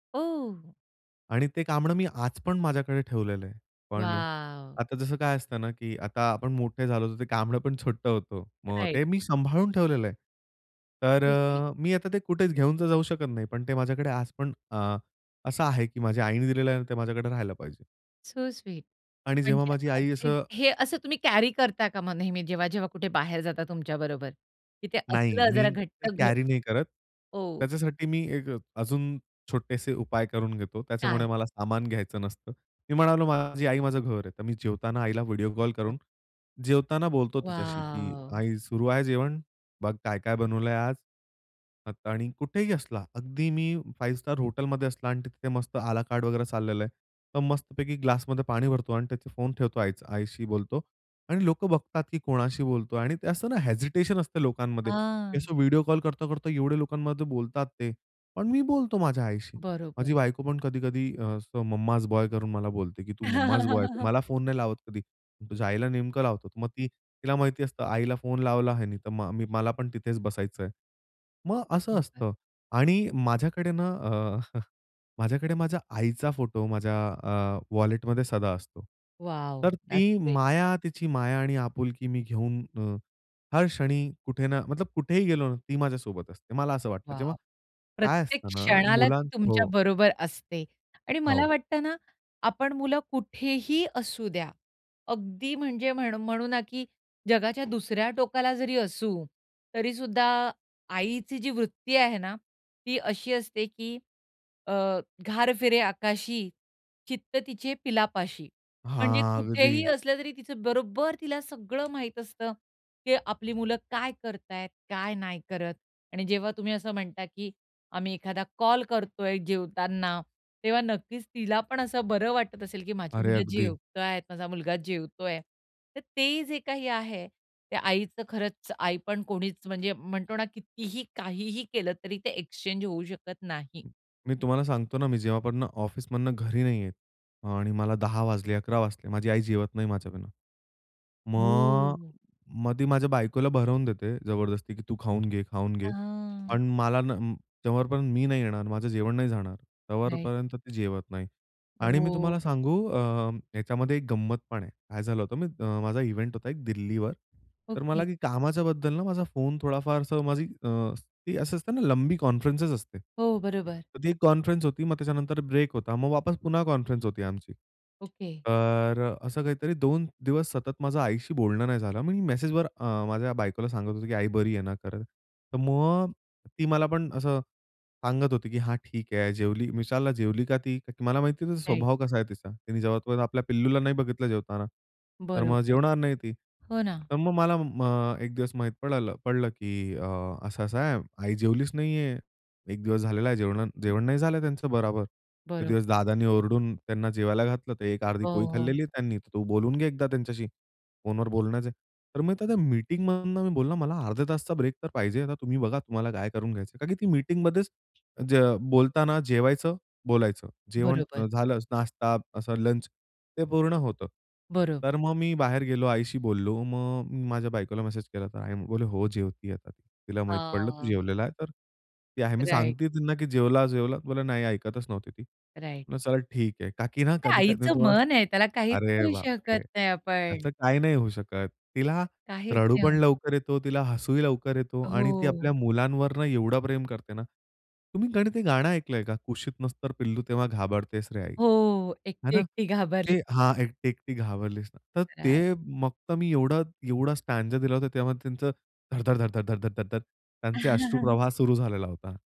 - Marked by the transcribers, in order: drawn out: "वॉव"; laughing while speaking: "छोटं होतं"; in English: "राइट"; in English: "सो स्वीट"; in English: "सो स्वीट"; in English: "कॅरी"; in English: "कॅरी"; other noise; other background noise; drawn out: "वॉव"; in English: "हेजिटेशन"; in English: "मम्माज बॉय"; laugh; in English: "मम्माज बॉय"; chuckle; in English: "वॉव द्याट्स ग्रेट"; drawn out: "हां"; tapping; in English: "राइट"; in English: "इव्हेंट"; in English: "कॉन्फरन्सस"; in English: "कॉन्फरन्सस"; in English: "राइट"; in English: "राइट"; in English: "राइट"; in English: "राइट"; in English: "स्टँजा"; laugh
- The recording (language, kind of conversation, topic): Marathi, podcast, घराबाहेरून येताना तुम्हाला घरातला उबदारपणा कसा जाणवतो?